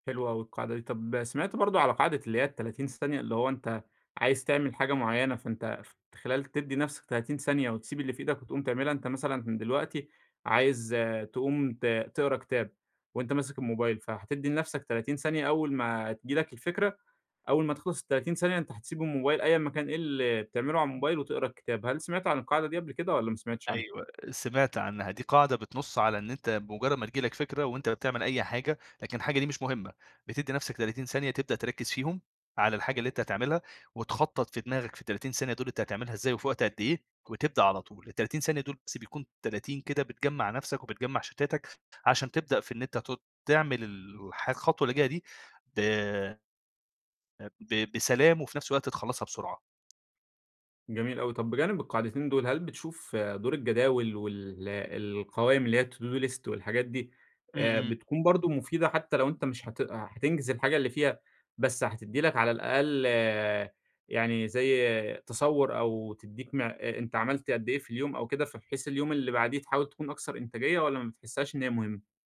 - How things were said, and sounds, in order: tapping; other background noise; in English: "To-Do List"
- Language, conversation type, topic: Arabic, podcast, إزاي تتغلب على الكسل والمماطلة؟